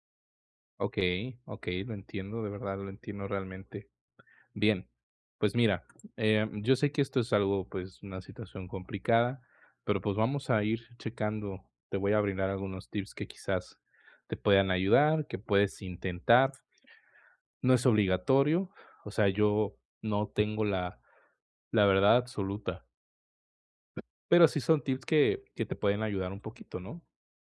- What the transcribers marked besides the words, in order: tapping; other background noise
- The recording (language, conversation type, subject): Spanish, advice, ¿Cómo puedo dejar de procrastinar y crear mejores hábitos?